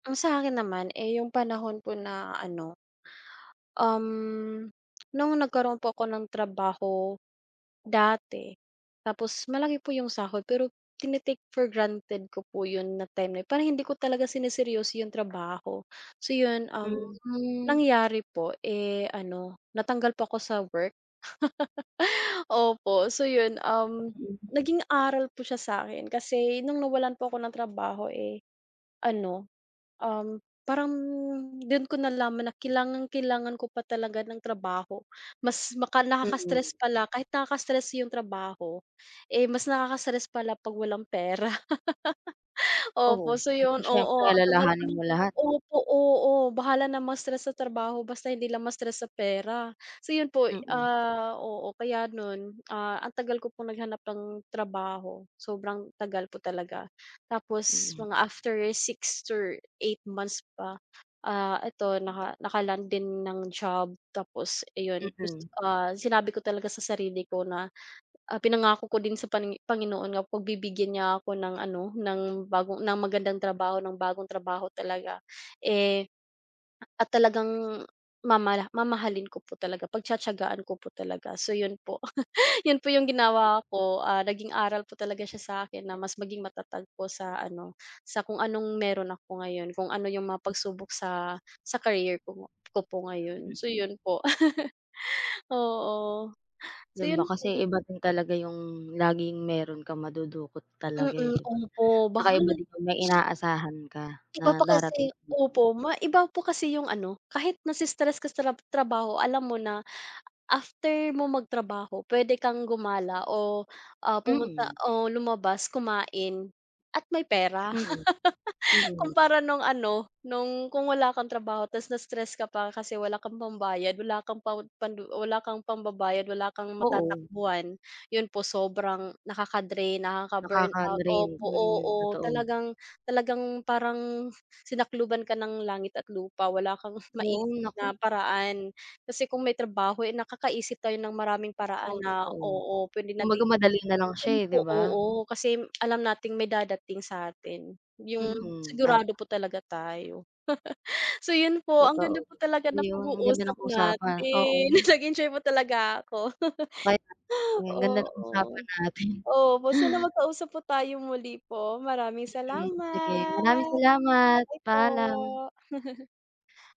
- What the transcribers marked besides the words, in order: tapping; other background noise; laugh; laugh; laugh; laugh; laugh; unintelligible speech; laugh; laugh; chuckle
- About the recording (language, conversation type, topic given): Filipino, unstructured, Paano ka nagiging mas matatag sa panahon ng pagsubok?